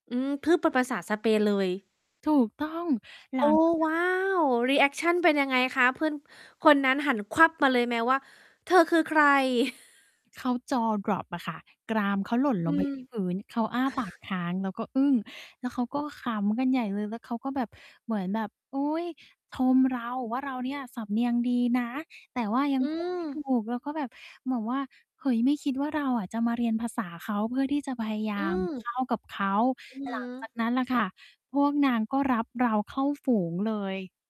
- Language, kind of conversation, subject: Thai, podcast, คุณมีวิธีเข้าร่วมกลุ่มใหม่อย่างไรโดยยังคงความเป็นตัวเองไว้ได้?
- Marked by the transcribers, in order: "พูด" said as "พืด"; static; distorted speech; in English: "รีแอคชัน"; tapping; other noise; chuckle; in English: "Jaw drop"; other background noise; chuckle